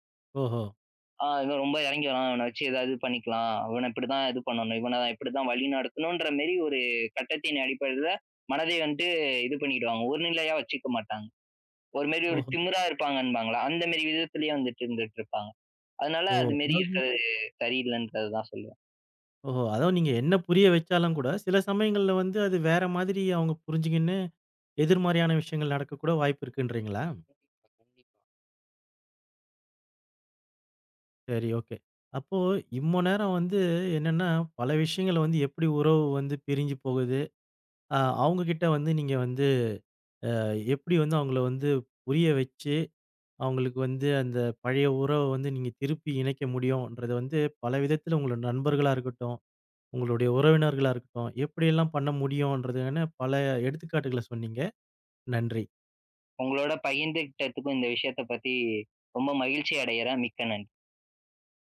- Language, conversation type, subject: Tamil, podcast, பழைய உறவுகளை மீண்டும் இணைத்துக்கொள்வது எப்படி?
- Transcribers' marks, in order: other noise; unintelligible speech; other background noise; in English: "ஓகே"